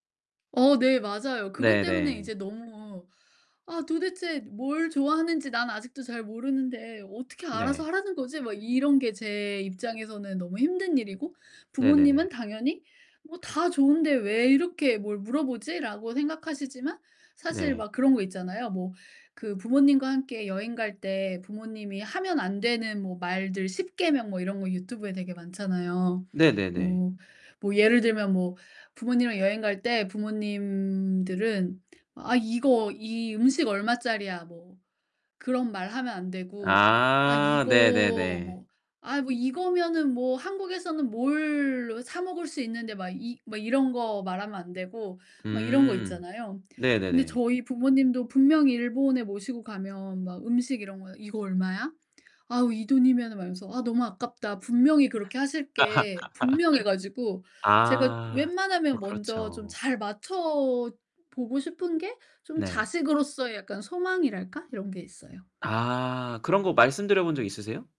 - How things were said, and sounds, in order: laugh
- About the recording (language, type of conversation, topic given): Korean, podcast, 가족과의 추억 중 가장 기억에 남는 장면은 무엇인가요?